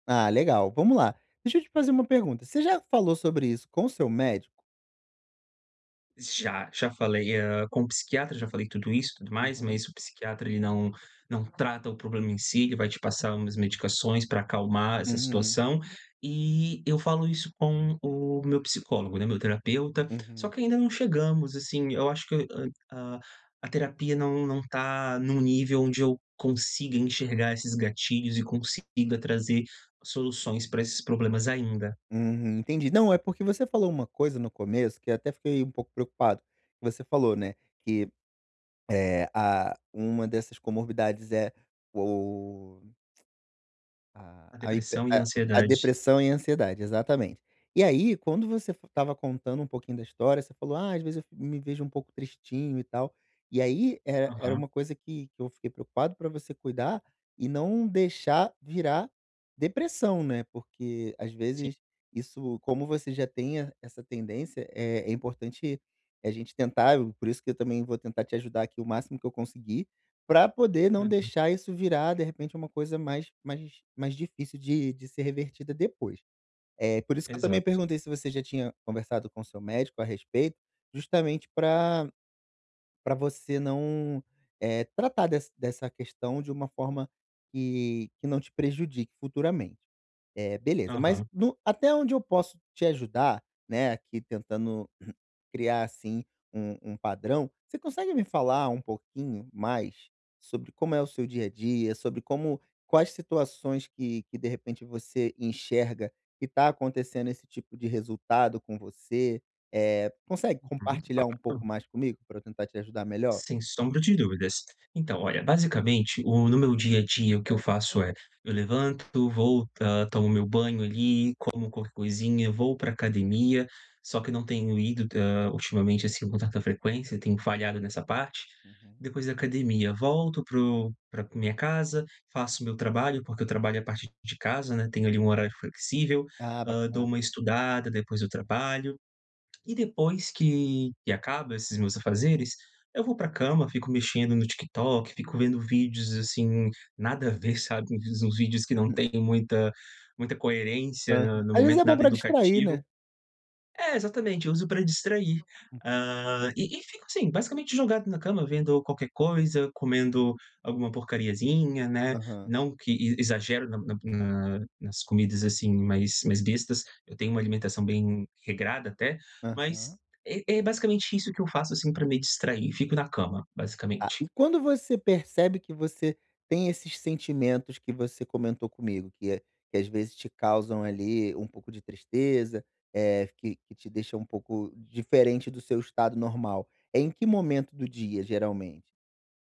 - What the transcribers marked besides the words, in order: tapping; throat clearing
- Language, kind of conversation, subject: Portuguese, advice, Como posso responder com autocompaixão quando minha ansiedade aumenta e me assusta?